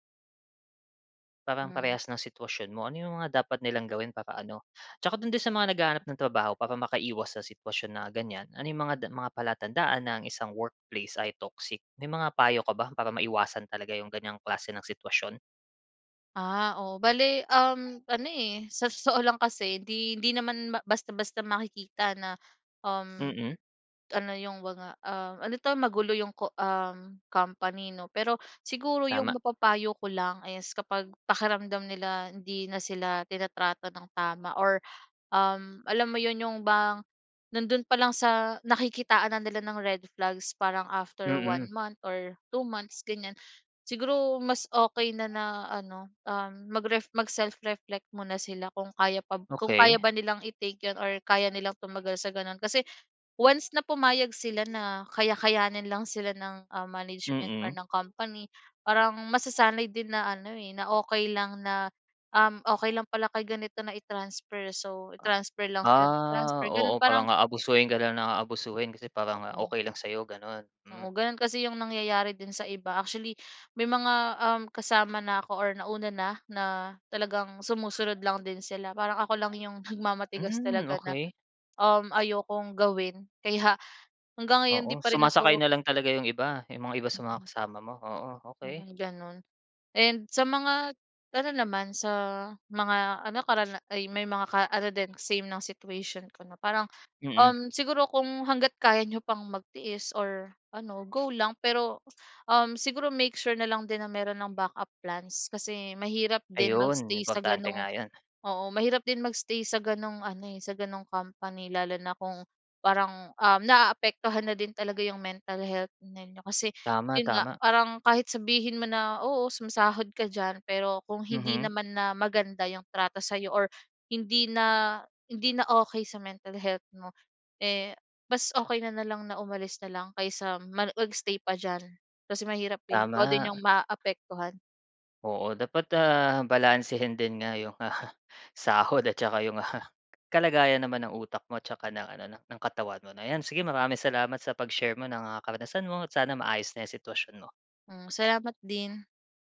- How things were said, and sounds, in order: background speech; dog barking; tapping; drawn out: "Ah"; other background noise; chuckle
- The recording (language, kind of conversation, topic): Filipino, podcast, Ano ang mga palatandaan na panahon nang umalis o manatili sa trabaho?